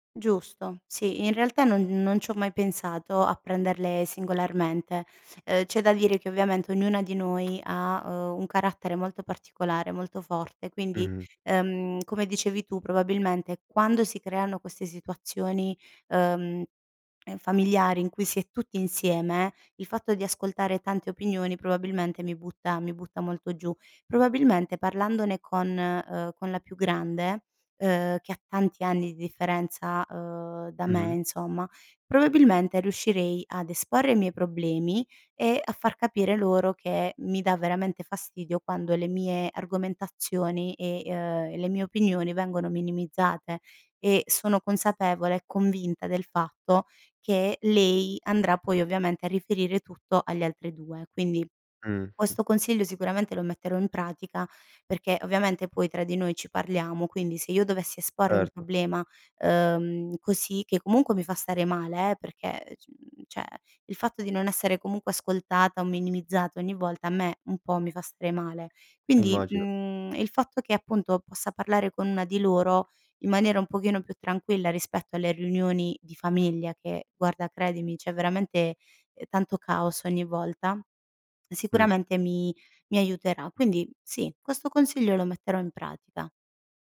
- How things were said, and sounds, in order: "cioè" said as "ceh"
- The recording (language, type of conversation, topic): Italian, advice, Come ti senti quando ti ignorano durante le discussioni in famiglia?